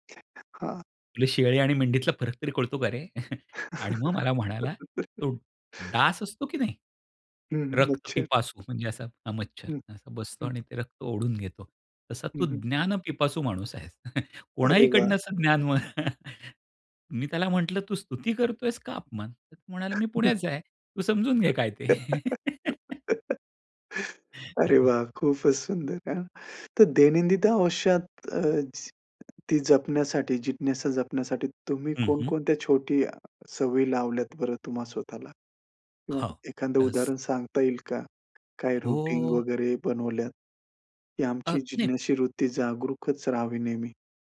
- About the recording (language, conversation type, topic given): Marathi, podcast, तुमची जिज्ञासा कायम जागृत कशी ठेवता?
- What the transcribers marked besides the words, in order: unintelligible speech; laugh; chuckle; chuckle; chuckle; laugh; laughing while speaking: "अरे वाह! खूपच सुंदर. हां"; "दैनंदिन" said as "दैनंदित"; laugh; tapping; in English: "रूटीन"